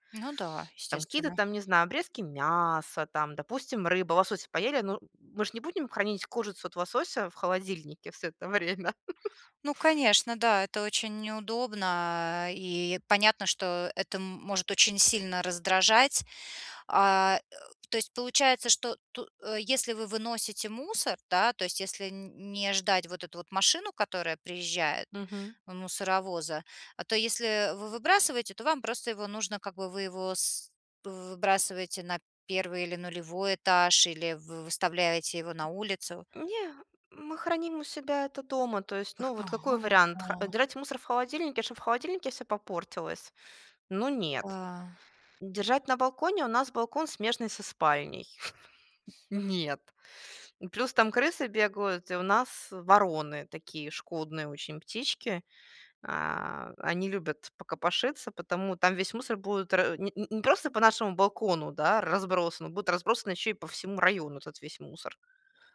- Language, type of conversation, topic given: Russian, advice, Как найти баланс между моими потребностями и ожиданиями других, не обидев никого?
- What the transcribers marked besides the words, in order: chuckle; surprised: "Эх, ага, а"; chuckle